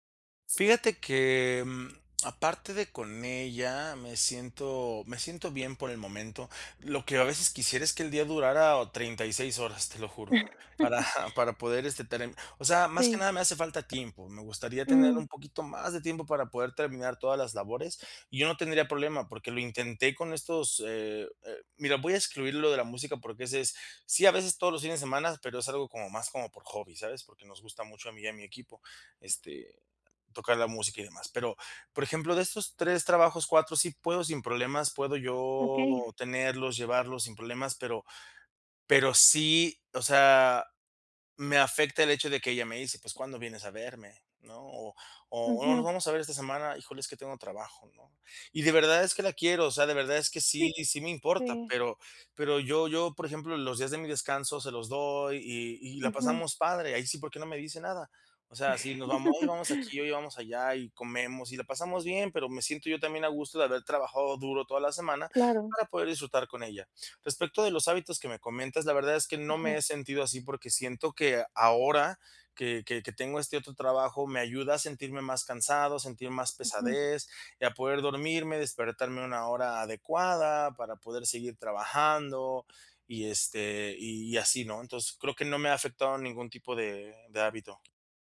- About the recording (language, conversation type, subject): Spanish, advice, ¿Cómo puedo manejar el sentirme atacado por las críticas de mi pareja sobre mis hábitos?
- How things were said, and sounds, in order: tapping; chuckle; chuckle